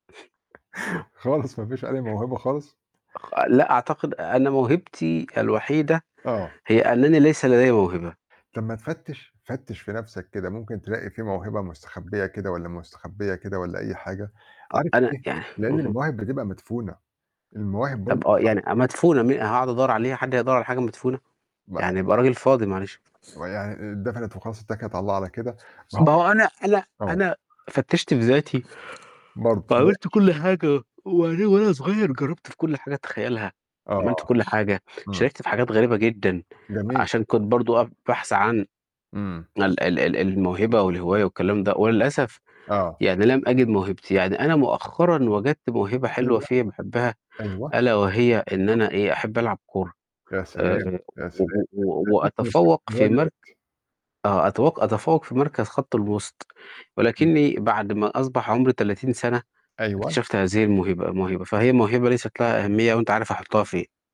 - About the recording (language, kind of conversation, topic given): Arabic, unstructured, إيه أكتر حاجة بتستمتع بيها وإنت بتعمل هوايتك؟
- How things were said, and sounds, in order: tapping; static; unintelligible speech; unintelligible speech; other background noise; yawn; unintelligible speech; unintelligible speech